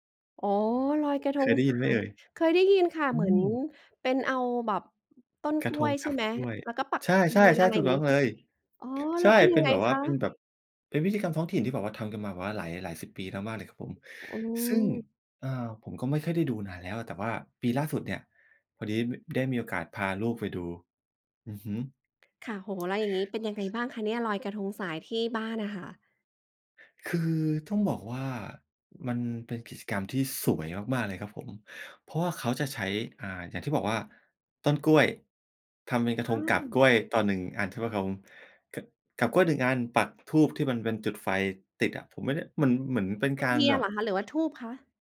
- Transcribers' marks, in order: tapping; other background noise
- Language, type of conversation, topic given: Thai, podcast, เคยไปร่วมพิธีท้องถิ่นไหม และรู้สึกอย่างไรบ้าง?